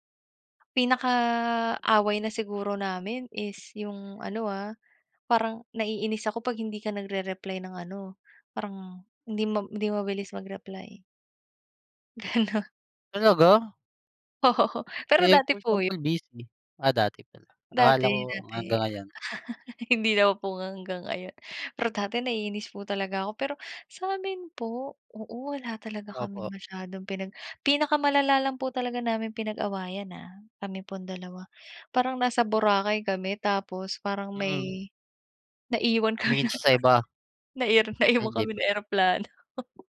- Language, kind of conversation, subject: Filipino, unstructured, Ano ang kahalagahan ng pagpapatawad sa isang relasyon?
- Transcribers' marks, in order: tapping; laughing while speaking: "Gano'n"; laughing while speaking: "Oo"; other background noise; chuckle; laughing while speaking: "kami"; chuckle